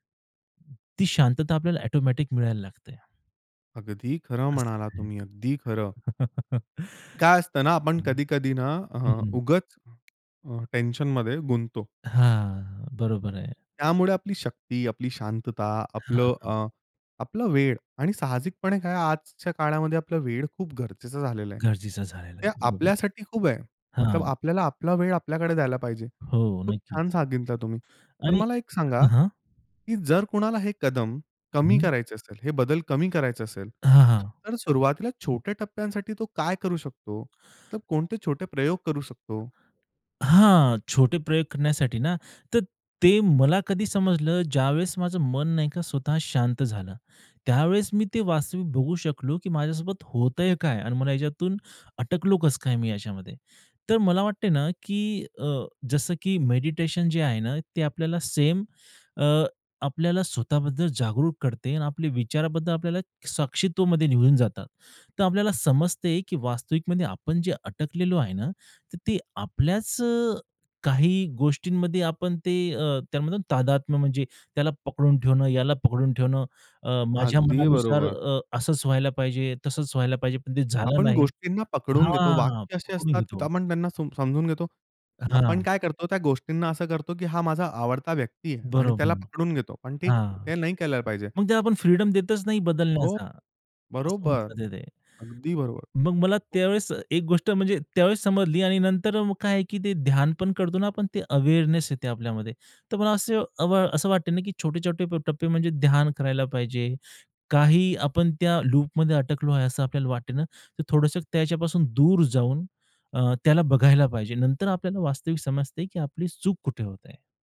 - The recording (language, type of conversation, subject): Marathi, podcast, तू वेगवेगळ्या परिस्थितींनुसार स्वतःला वेगवेगळ्या भूमिकांमध्ये बसवतोस का?
- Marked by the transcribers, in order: laugh; tapping; other background noise; other noise; in English: "अवेअरनेस"